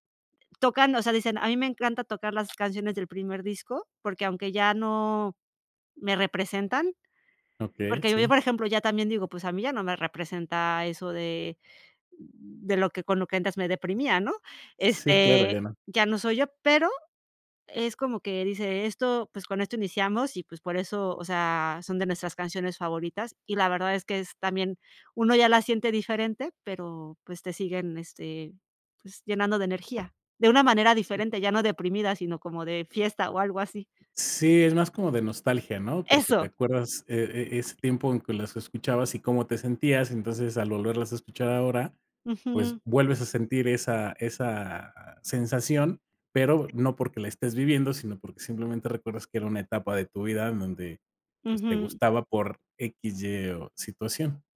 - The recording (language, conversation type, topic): Spanish, podcast, ¿Qué músico descubriste por casualidad que te cambió la vida?
- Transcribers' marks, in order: other background noise; tapping; other noise